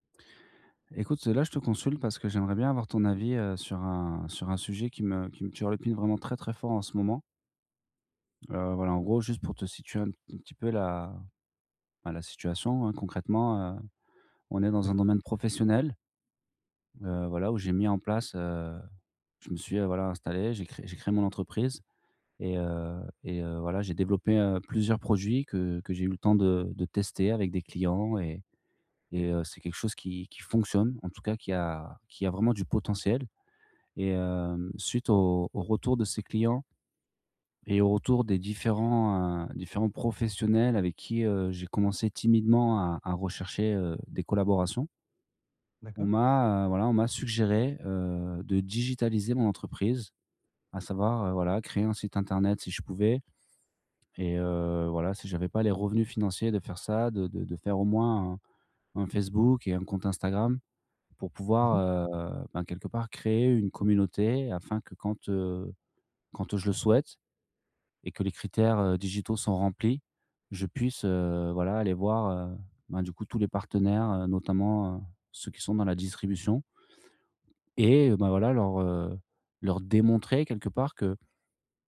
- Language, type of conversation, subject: French, advice, Comment puis-je réduire mes attentes pour avancer dans mes projets créatifs ?
- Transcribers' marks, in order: other background noise; stressed: "fonctionne"; stressed: "potentiel"; drawn out: "heu"